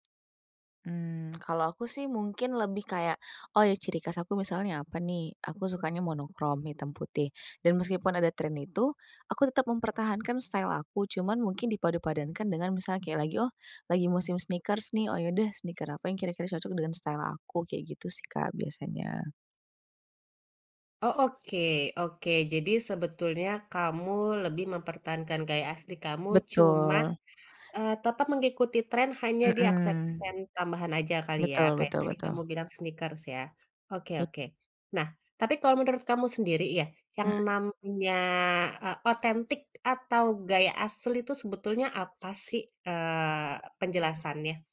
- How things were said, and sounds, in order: in English: "style"; in English: "sneakers"; in English: "sneakers"; in English: "style"; in English: "sneakers"
- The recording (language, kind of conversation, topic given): Indonesian, podcast, Bagaimana kamu menjaga keaslian diri saat banyak tren berseliweran?